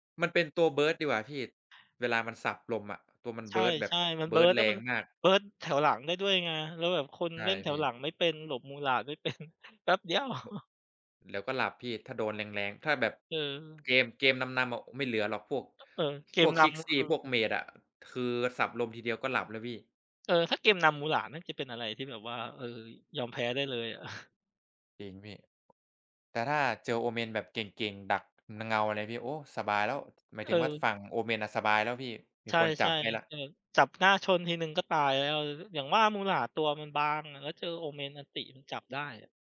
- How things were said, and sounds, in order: in English: "burst"; other background noise; in English: "burst"; in English: "burst"; in English: "burst"; in English: "burst"; laughing while speaking: "เป็น"; chuckle
- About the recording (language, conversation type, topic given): Thai, unstructured, เวลาว่างคุณชอบทำอะไรเพื่อให้ตัวเองมีความสุข?